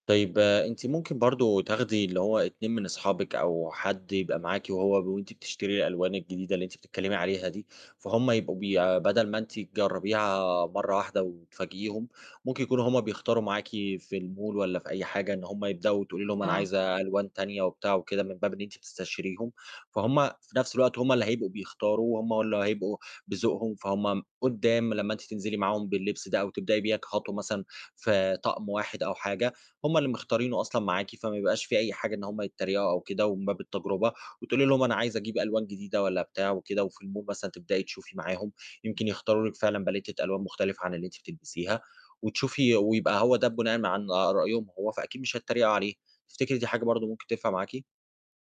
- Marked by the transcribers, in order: in English: "الmall"; in English: "الmall"; in French: "باليتة"
- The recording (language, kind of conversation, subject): Arabic, advice, إزاي أغيّر شكلي بالطريقة اللي أنا عايزها من غير ما أبقى خايف من رد فعل اللي حواليا؟